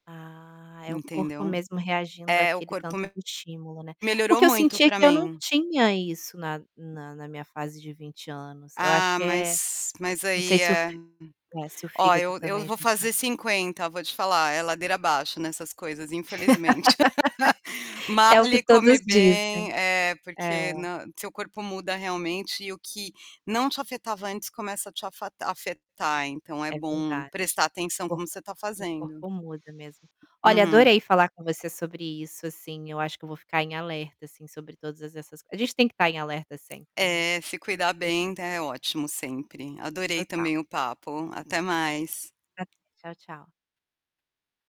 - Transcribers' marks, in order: static; distorted speech; other background noise; laugh; tapping; unintelligible speech
- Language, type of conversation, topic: Portuguese, podcast, Você pode contar uma vez em que preferiu curtir o momento e depois se arrependeu?